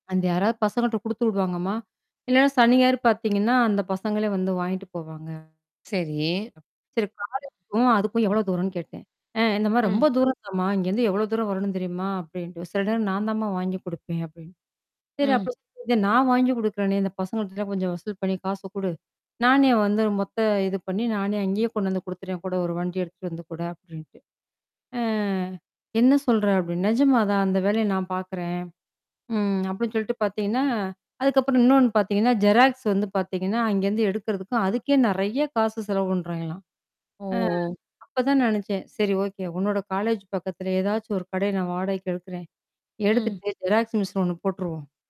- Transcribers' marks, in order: tapping; other noise; distorted speech; static; unintelligible speech; mechanical hum; other background noise; drawn out: "ஓ!"
- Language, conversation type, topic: Tamil, podcast, புதிய யோசனை மனதில் வந்ததும் முதலில் நீங்கள் என்ன செய்கிறீர்கள்?